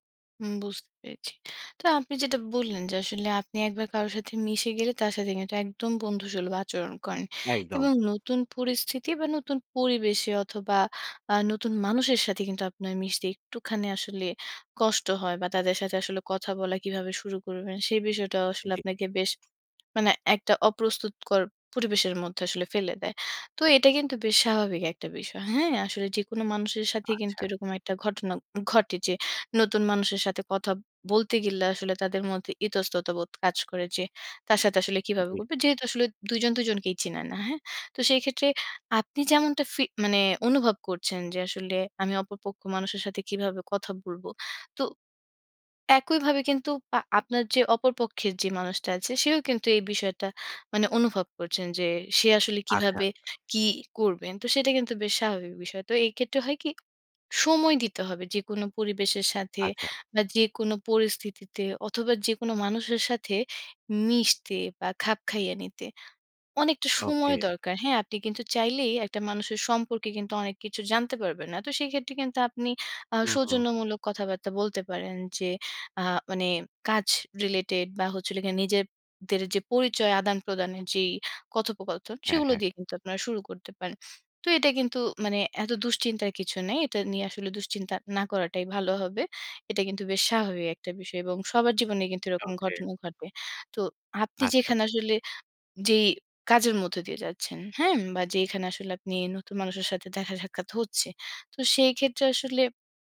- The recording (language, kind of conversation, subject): Bengali, advice, কর্মস্থলে মিশে যাওয়া ও নেটওয়ার্কিংয়ের চাপ কীভাবে সামলাব?
- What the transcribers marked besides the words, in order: tapping; in English: "রিলেটেড"